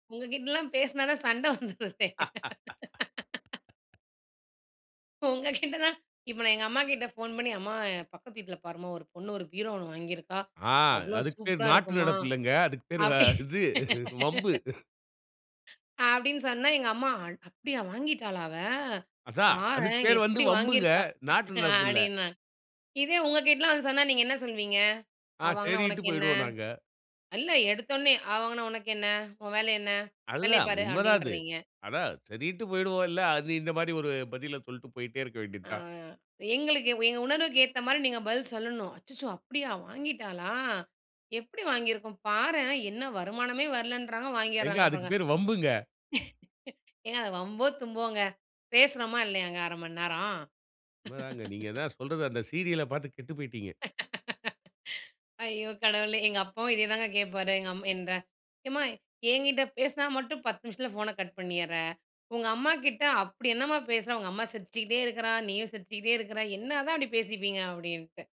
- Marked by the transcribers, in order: laugh; laughing while speaking: "வந்துருதே!"; laughing while speaking: "உங்க கிட்ட தான்"; laughing while speaking: "பேர் வ இது, வம்பு"; laughing while speaking: "அப்படி"; laughing while speaking: "அப்டின்னுவங்க"; laugh; laugh; laugh
- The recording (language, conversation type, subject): Tamil, podcast, தொலைவில் இருக்கும் உறவுகளை நீண்டநாள்கள் எப்படிப் பராமரிக்கிறீர்கள்?